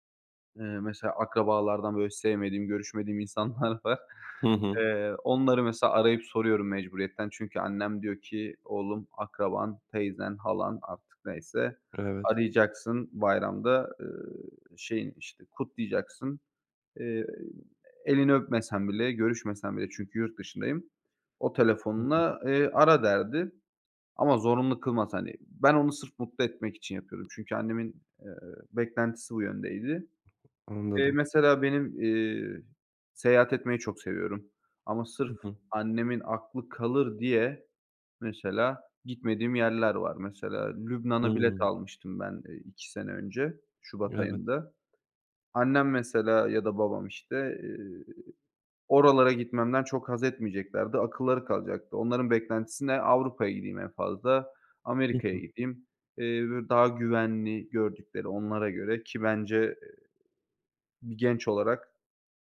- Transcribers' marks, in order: laughing while speaking: "insanlar var"; other background noise; tapping; unintelligible speech
- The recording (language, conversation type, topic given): Turkish, podcast, Aile beklentileri seçimlerini sence nasıl etkiler?